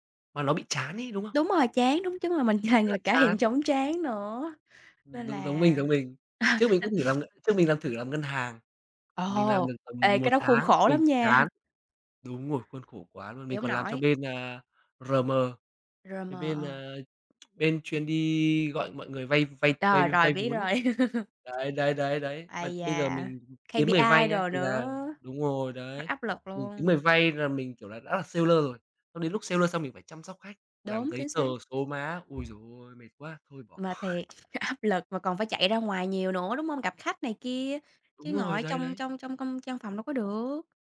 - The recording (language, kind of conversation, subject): Vietnamese, unstructured, Bạn muốn thử thách bản thân như thế nào trong tương lai?
- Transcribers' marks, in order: other background noise; laughing while speaking: "là người"; tapping; laugh; unintelligible speech; laughing while speaking: "nha!"; in English: "rờ mờ"; in English: "rờ mờ"; laugh; in English: "K-P-I"; in English: "seller"; in English: "seller"; chuckle; laughing while speaking: "áp"